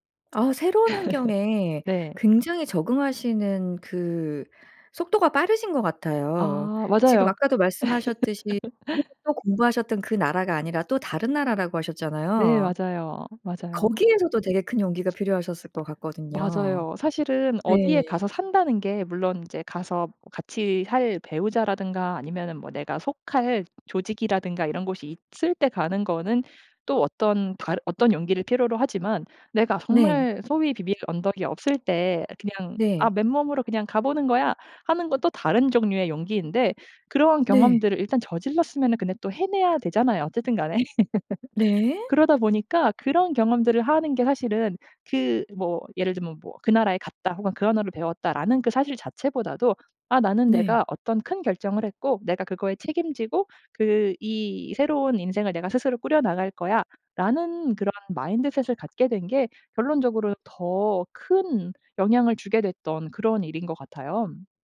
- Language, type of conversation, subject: Korean, podcast, 한 번의 용기가 중요한 변화를 만든 적이 있나요?
- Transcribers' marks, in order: laugh; tapping; laugh; other background noise; laugh; in English: "마인드셋을"